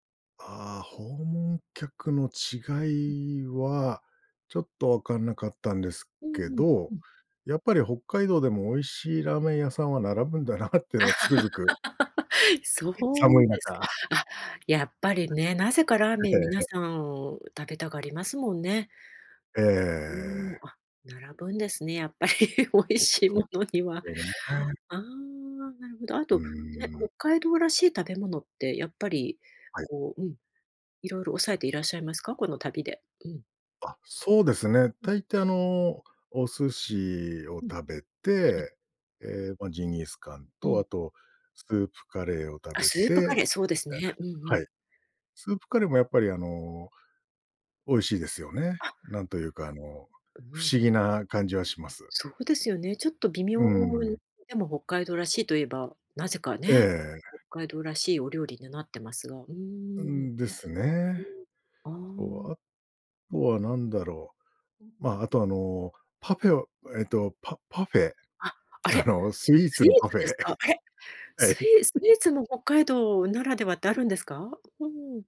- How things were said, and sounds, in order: other noise; laughing while speaking: "並ぶんだな"; laugh; laugh; laughing while speaking: "やっぱり美味しいものには"; chuckle; laughing while speaking: "はい"; chuckle
- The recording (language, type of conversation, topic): Japanese, podcast, 毎年恒例の旅行やお出かけの習慣はありますか？